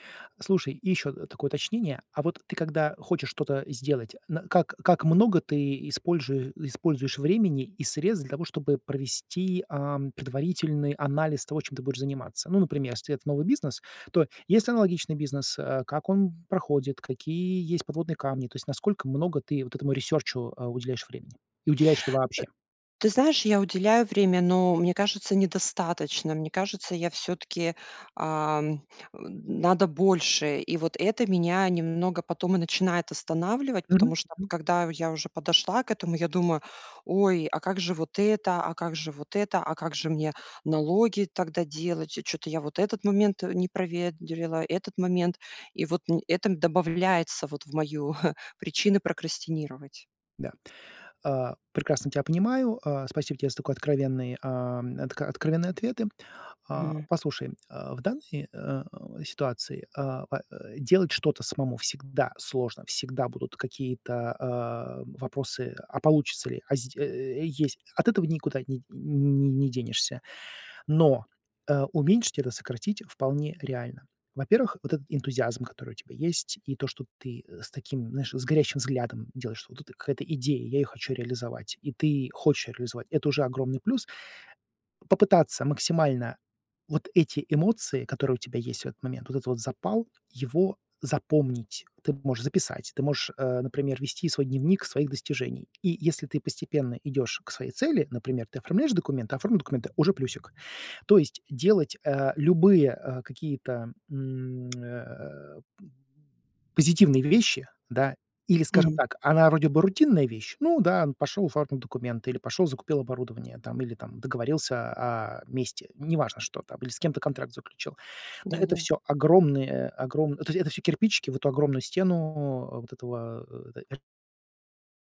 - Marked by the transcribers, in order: "проверила" said as "проведрила"; other background noise; chuckle; "этот" said as "эт"; tsk; unintelligible speech
- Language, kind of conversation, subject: Russian, advice, Как вы прокрастинируете из-за страха неудачи и самокритики?
- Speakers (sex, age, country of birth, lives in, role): female, 40-44, Russia, United States, user; male, 45-49, Russia, United States, advisor